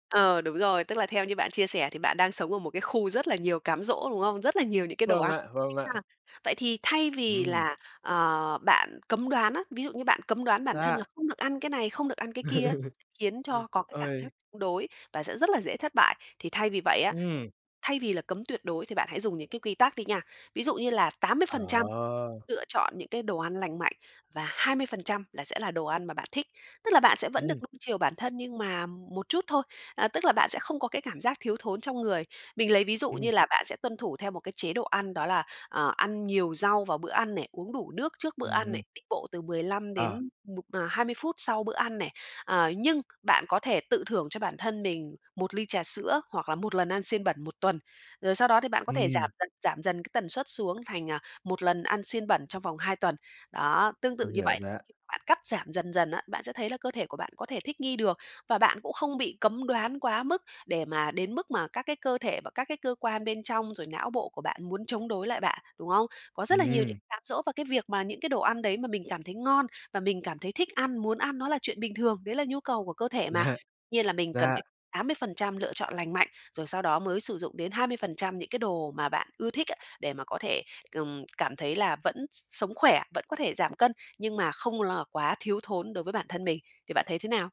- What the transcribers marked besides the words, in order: tapping; laugh; other background noise
- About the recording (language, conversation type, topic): Vietnamese, advice, Làm sao để không thất bại khi ăn kiêng và tránh quay lại thói quen cũ?